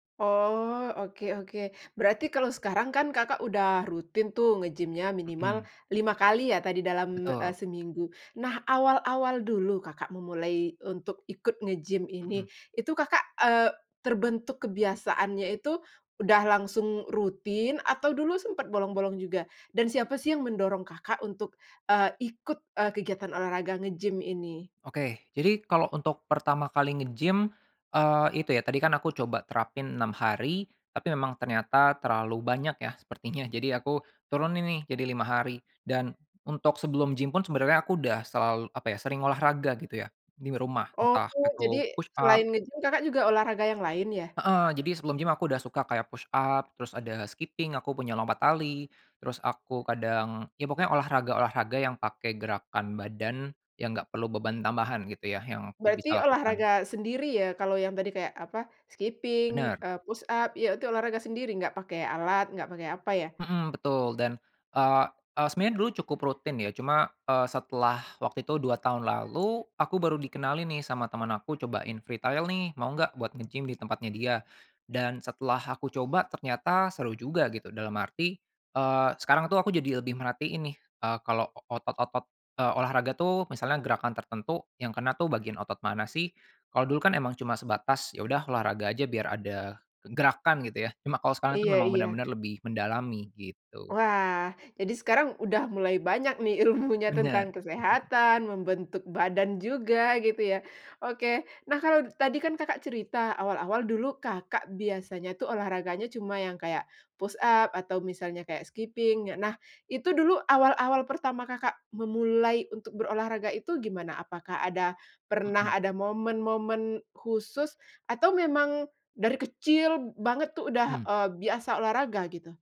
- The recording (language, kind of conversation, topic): Indonesian, podcast, Bagaimana pengalamanmu membentuk kebiasaan olahraga rutin?
- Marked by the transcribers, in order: "di" said as "nim"; in English: "push-up"; in English: "push-up"; in English: "skipping"; in English: "skipping"; in English: "push-up"; in English: "free trial"; laughing while speaking: "ilmunya"; in English: "push-up"; in English: "skipping"